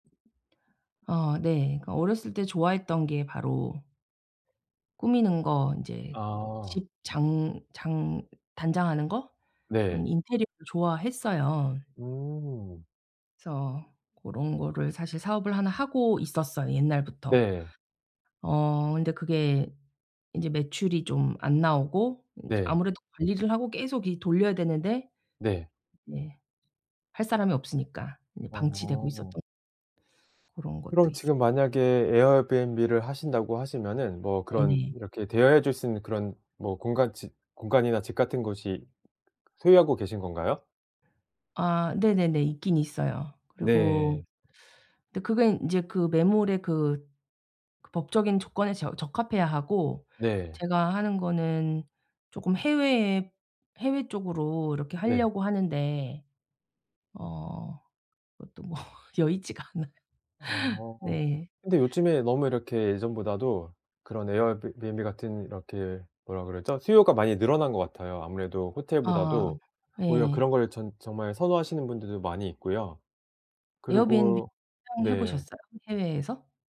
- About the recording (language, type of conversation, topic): Korean, advice, 의미 있는 활동을 찾는 과정에서 제가 진짜 좋아하는 일을 어떻게 찾을 수 있을까요?
- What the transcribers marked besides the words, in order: other background noise; laughing while speaking: "뭐 여의치가 않아요"